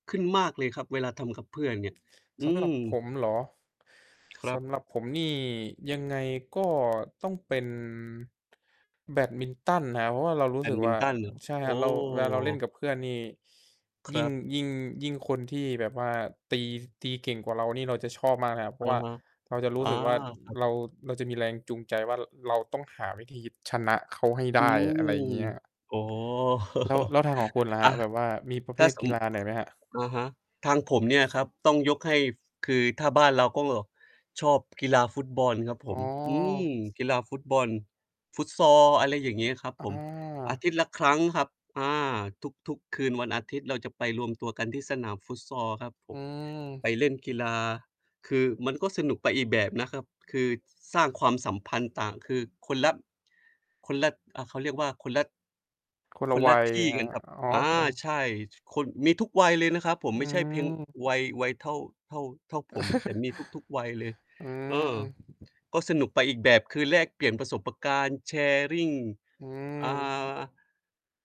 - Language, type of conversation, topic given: Thai, unstructured, การออกกำลังกายกับเพื่อนทำให้สนุกขึ้นไหม?
- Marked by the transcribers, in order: distorted speech; static; laugh; other background noise; chuckle; in English: "Sharing"; tapping